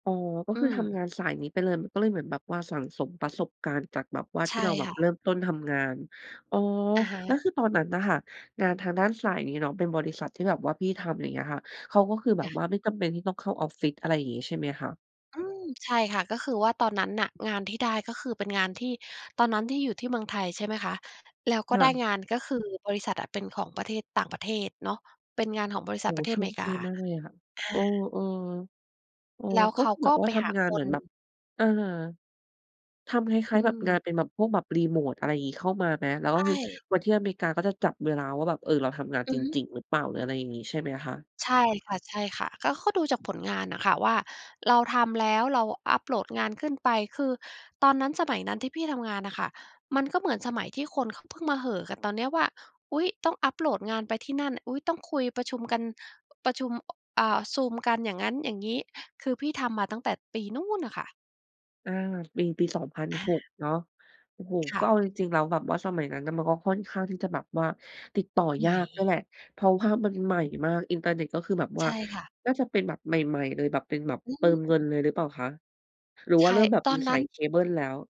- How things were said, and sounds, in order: none
- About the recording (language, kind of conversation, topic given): Thai, podcast, งานแบบไหนที่ทำแล้วคุณรู้สึกเติมเต็ม?